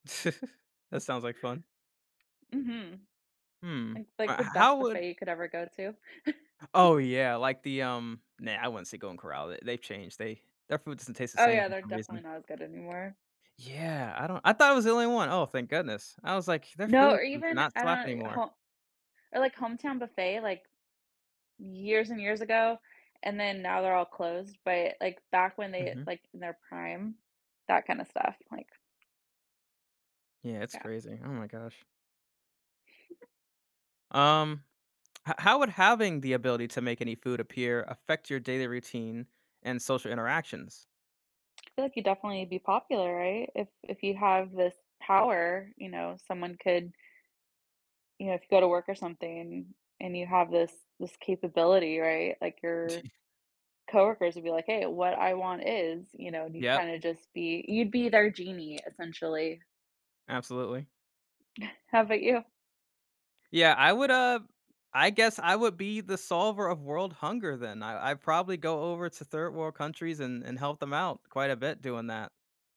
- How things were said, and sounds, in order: chuckle; tapping; chuckle; other background noise; other noise; chuckle
- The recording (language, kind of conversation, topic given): English, unstructured, How would your relationship with food change if you could have any meal you wanted at any time?
- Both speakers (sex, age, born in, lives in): female, 35-39, United States, United States; male, 25-29, United States, United States